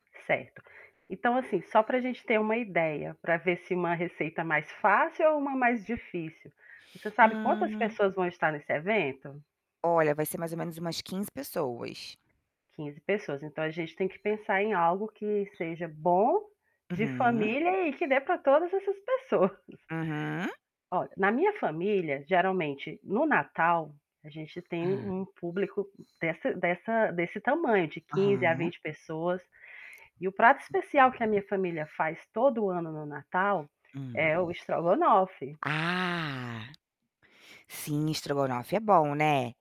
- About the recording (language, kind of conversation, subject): Portuguese, unstructured, Você tem alguma receita de família especial? Qual é?
- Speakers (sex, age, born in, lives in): female, 35-39, Brazil, United States; female, 40-44, Brazil, United States
- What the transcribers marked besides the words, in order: tapping; other background noise; laughing while speaking: "pessoas"